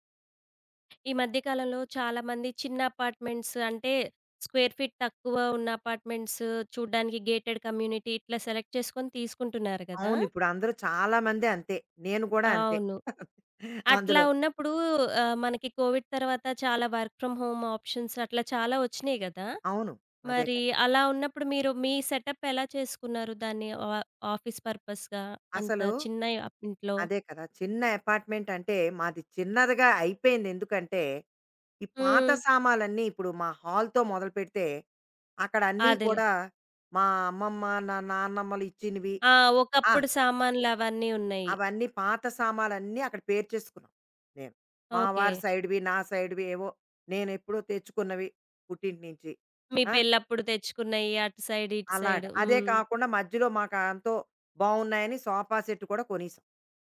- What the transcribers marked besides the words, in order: other background noise; in English: "అపార్ట్‌మెంట్స్"; in English: "స్క్వేర్ ఫీట్"; in English: "అపార్ట్‌మెంట్స్"; in English: "గేటెడ్ కమ్యూనిటీ"; in English: "సెలెక్ట్"; chuckle; in English: "కోవిడ్"; in English: "వర్క్ ఫ్రం హోమ్ ఆప్షన్స్"; in English: "సెటప్"; in English: "ఆ ఆఫీస్ పర్పస్‌గా"; in English: "అపార్ట్‌మెంట్"; in English: "హాల్‌తో"; in English: "సైడ్‌వి"; in English: "సైడ్‌వి"; in English: "సైడ్"; in English: "సోఫా సెట్"
- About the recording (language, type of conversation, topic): Telugu, podcast, ఒక చిన్న అపార్ట్‌మెంట్‌లో హోమ్ ఆఫీస్‌ను ఎలా ప్రయోజనకరంగా ఏర్పాటు చేసుకోవచ్చు?